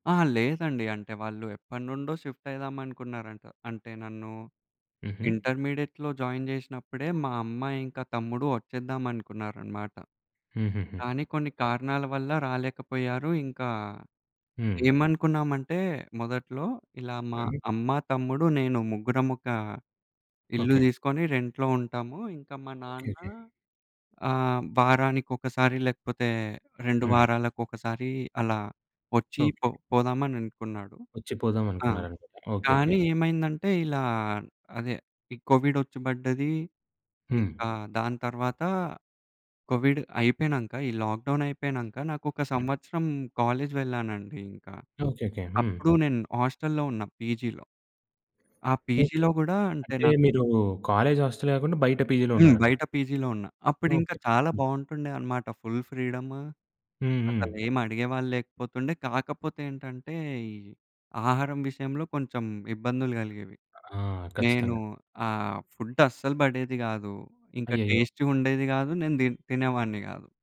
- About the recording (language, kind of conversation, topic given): Telugu, podcast, మీ కుటుంబంలో వలస వెళ్లిన లేదా కొత్త ఊరికి మారిన అనుభవాల గురించి వివరంగా చెప్పగలరా?
- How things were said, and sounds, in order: in English: "షిఫ్ట్"; in English: "ఇంటర్మీడియట్‌లో జాయిన్"; in English: "రెంట్‌లో"; in English: "లాక్ డౌన్"; in English: "కాలేజ్"; in English: "హాస్టల్‌లో"; in English: "పీజీలో"; in English: "పీజీలో"; other background noise; in English: "కాలేజ్ హాస్టల్"; in English: "పీజీలో"; in English: "పీజీలో"; in English: "ఫుల్ ఫ్రీడమ్!"; in English: "ఫుడ్"; in English: "టెస్ట్‌గా"